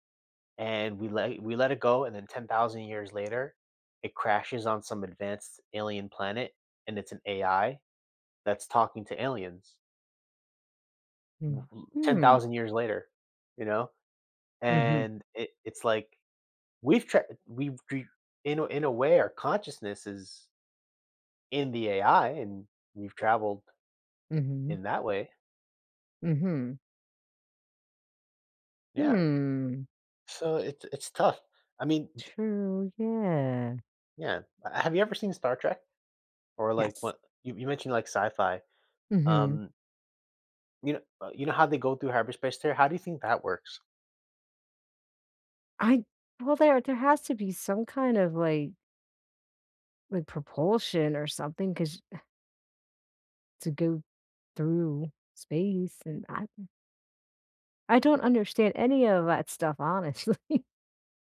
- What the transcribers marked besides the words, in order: tapping; other background noise; scoff; laughing while speaking: "honestly"
- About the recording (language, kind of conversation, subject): English, unstructured, How will technology change the way we travel in the future?